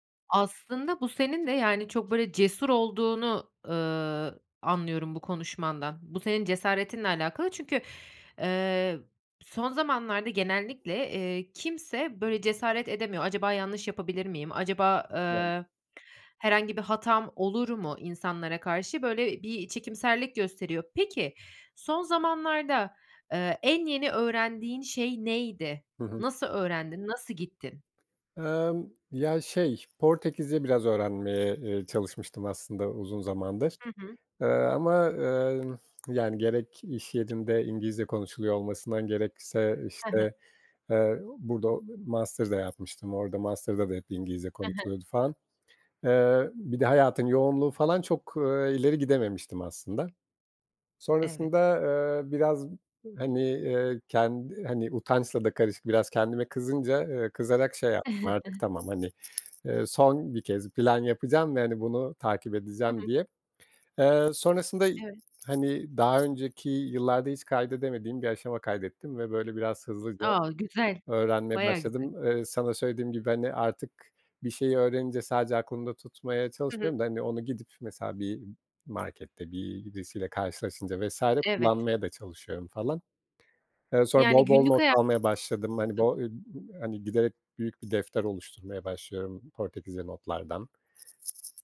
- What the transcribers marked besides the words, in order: other background noise; tapping; chuckle; unintelligible speech
- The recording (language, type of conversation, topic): Turkish, podcast, Kendi kendine öğrenmek mümkün mü, nasıl?